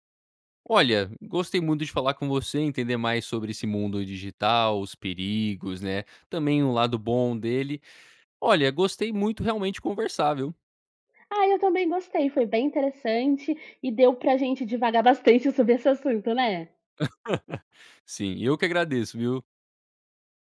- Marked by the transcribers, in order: tapping; chuckle
- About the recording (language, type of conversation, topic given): Portuguese, podcast, como criar vínculos reais em tempos digitais